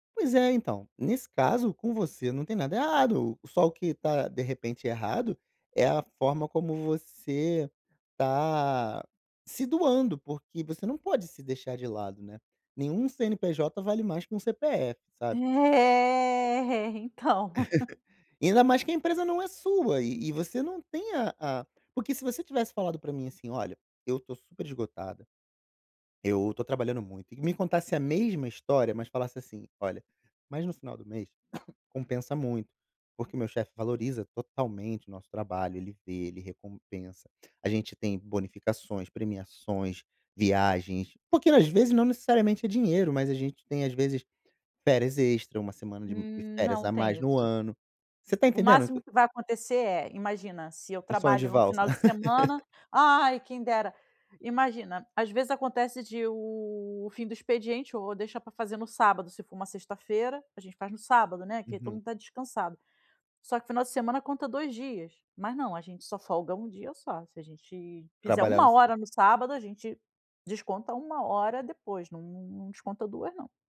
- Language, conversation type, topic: Portuguese, advice, Como lidar com o esgotamento por excesso de trabalho e a falta de tempo para a vida pessoal?
- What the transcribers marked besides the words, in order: laughing while speaking: "então"; other noise; chuckle; cough; chuckle